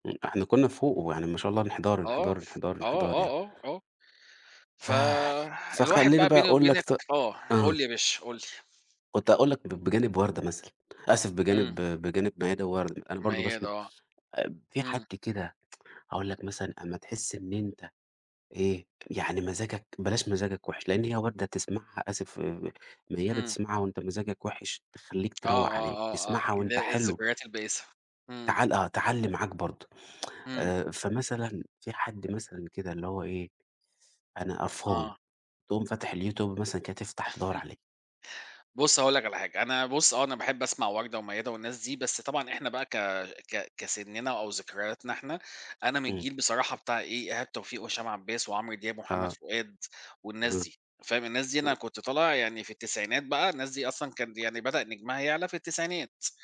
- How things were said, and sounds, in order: tapping; tsk; chuckle; unintelligible speech
- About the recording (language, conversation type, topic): Arabic, unstructured, إيه دور الفن في حياتك اليومية؟